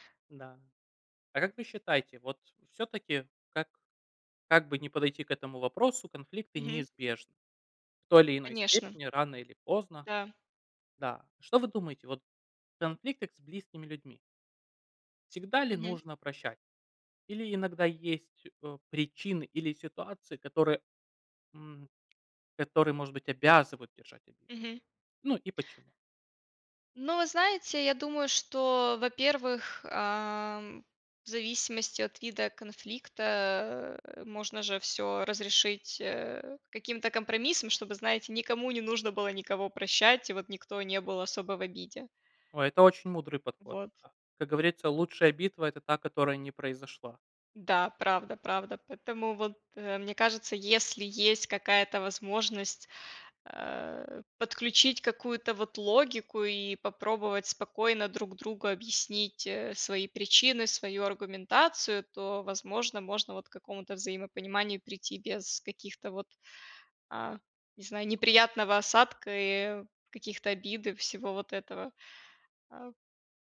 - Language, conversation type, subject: Russian, unstructured, Почему, по вашему мнению, иногда бывает трудно прощать близких людей?
- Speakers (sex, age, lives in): female, 30-34, United States; male, 30-34, Romania
- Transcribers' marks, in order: other background noise